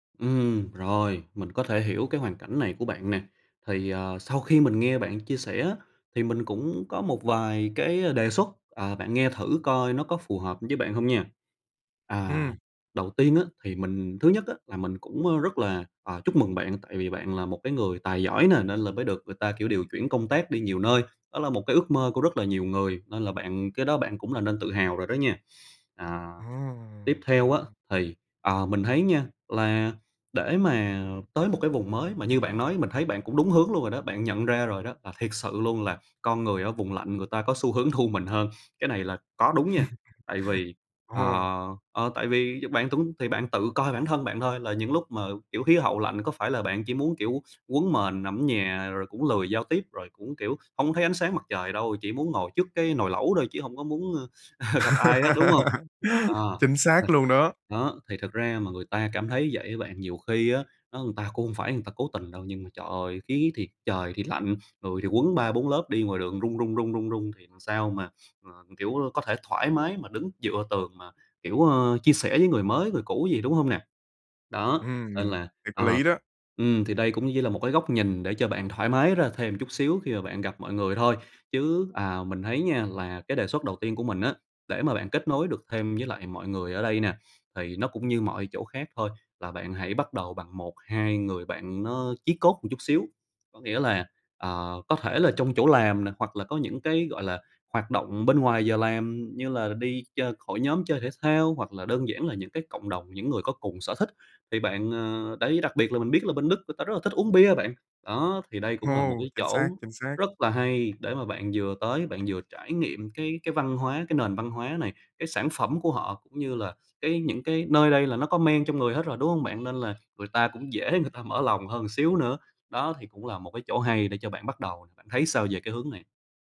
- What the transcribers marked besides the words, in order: tapping; laugh; chuckle; unintelligible speech; laugh; other background noise; horn
- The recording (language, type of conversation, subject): Vietnamese, advice, Bạn đang cảm thấy cô đơn và thiếu bạn bè sau khi chuyển đến một thành phố mới phải không?